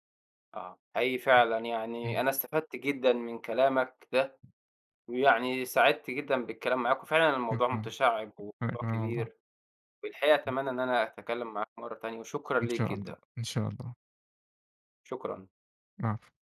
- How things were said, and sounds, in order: tapping
- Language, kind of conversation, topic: Arabic, podcast, إزاي بتتعامل مع الخوف من التغيير؟